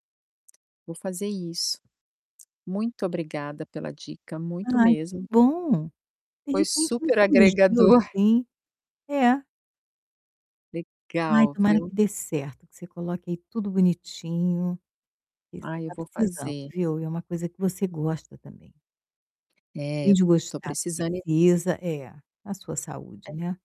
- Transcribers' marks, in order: distorted speech; chuckle; other background noise
- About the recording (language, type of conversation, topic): Portuguese, advice, Como posso encontrar tempo para me exercitar conciliando trabalho e família?